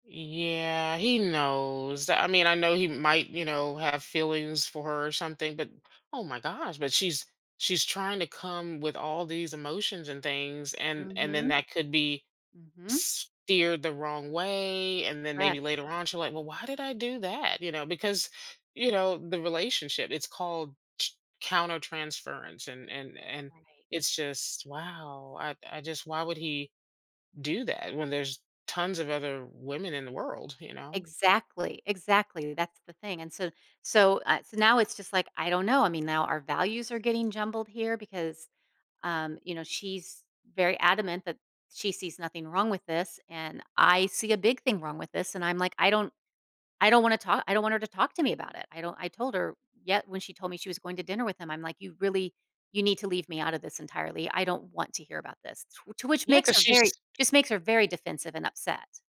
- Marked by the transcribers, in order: drawn out: "Yeah"; tapping
- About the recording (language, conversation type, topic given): English, advice, How can I handle a changing friendship?